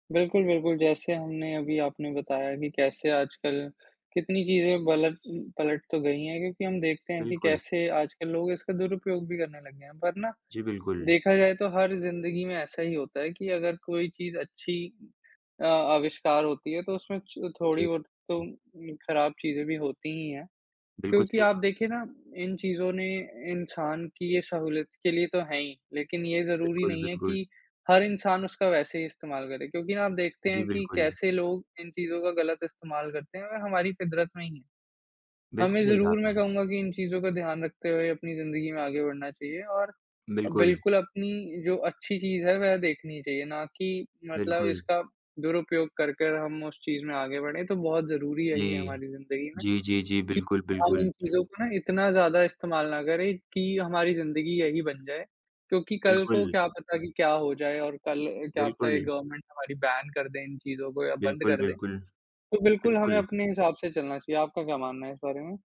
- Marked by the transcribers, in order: other background noise; tapping; in English: "गवर्नमेंट"; in English: "बैन"
- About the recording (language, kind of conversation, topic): Hindi, unstructured, इंटरनेट ने हमारी पढ़ाई को कैसे बदला है?